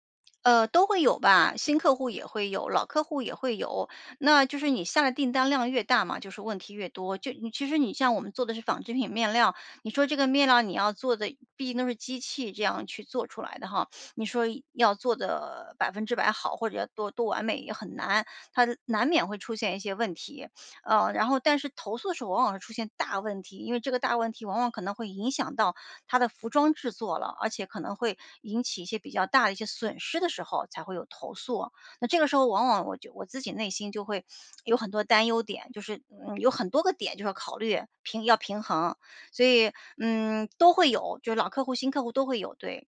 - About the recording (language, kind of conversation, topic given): Chinese, advice, 客户投诉后我该如何应对并降低公司声誉受损的风险？
- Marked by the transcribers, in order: sniff; sniff